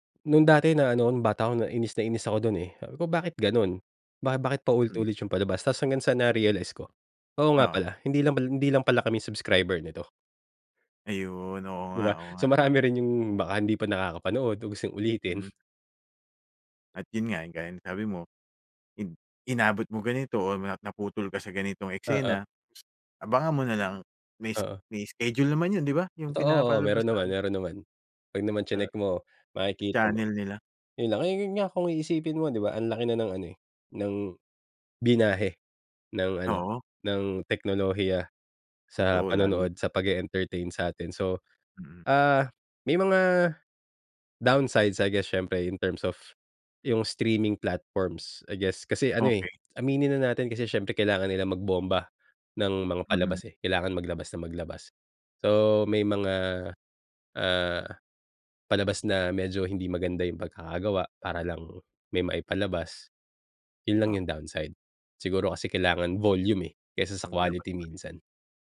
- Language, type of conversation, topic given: Filipino, podcast, Paano ka pumipili ng mga palabas na papanoorin sa mga platapormang pang-estriming ngayon?
- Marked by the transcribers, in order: in English: "na-realize"; laughing while speaking: "ulitin"; other background noise; in English: "in terms of"; in English: "streaming platforms, I guess"